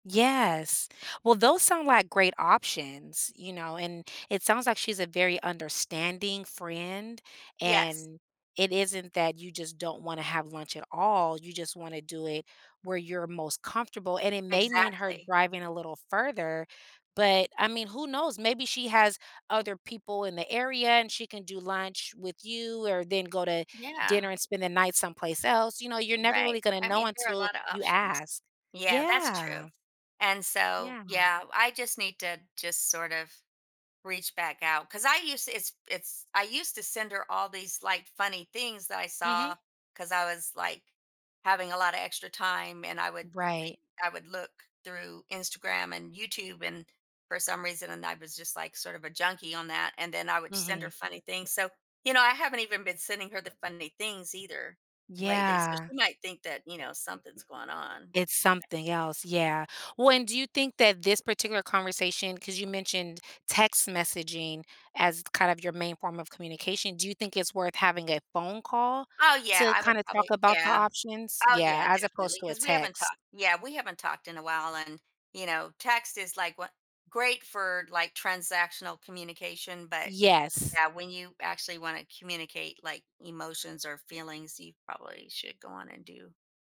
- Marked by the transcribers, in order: other background noise; background speech
- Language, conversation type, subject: English, advice, How do I reconnect with a friend I lost touch with after moving without feeling awkward?
- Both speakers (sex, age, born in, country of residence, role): female, 45-49, United States, United States, advisor; female, 60-64, France, United States, user